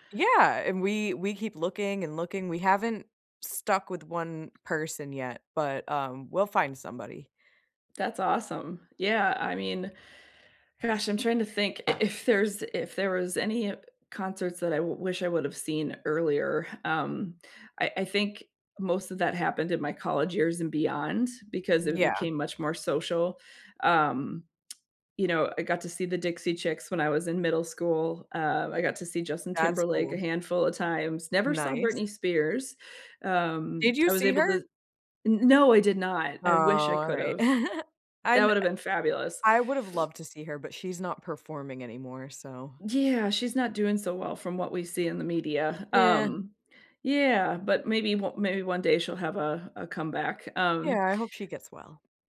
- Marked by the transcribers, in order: other background noise; tapping; giggle
- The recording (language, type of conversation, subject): English, unstructured, What kind of music makes you feel happiest?